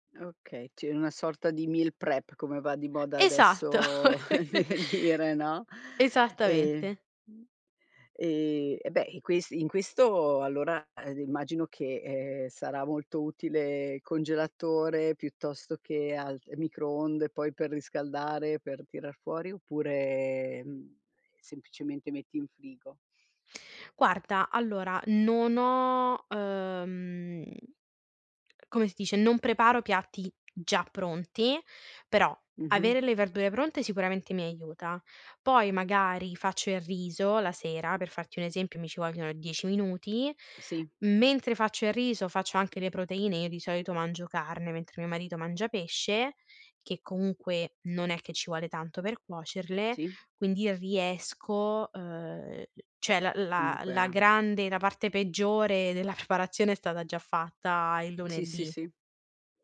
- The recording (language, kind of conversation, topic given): Italian, podcast, Come prepari piatti nutrienti e veloci per tutta la famiglia?
- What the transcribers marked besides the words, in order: in English: "meal prep"; laugh; chuckle; laughing while speaking: "di dire, no"; other background noise; "cioè" said as "ceh"; laughing while speaking: "preparazione"